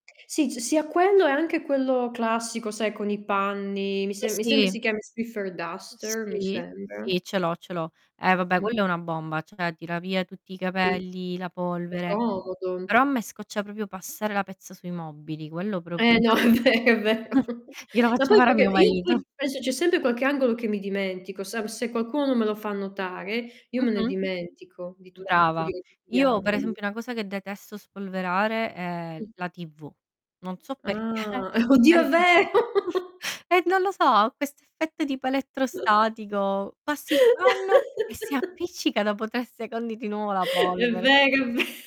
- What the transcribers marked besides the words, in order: tapping; "sembri" said as "sembi"; "Swiffer" said as "spiffer"; "cioè" said as "ceh"; "proprio" said as "propio"; laughing while speaking: "è ve è vero"; chuckle; unintelligible speech; laughing while speaking: "perché, per di"; drawn out: "Ah"; chuckle; chuckle; laughing while speaking: "ve"
- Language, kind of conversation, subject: Italian, unstructured, Come possiamo rendere le faccende domestiche più divertenti e meno noiose?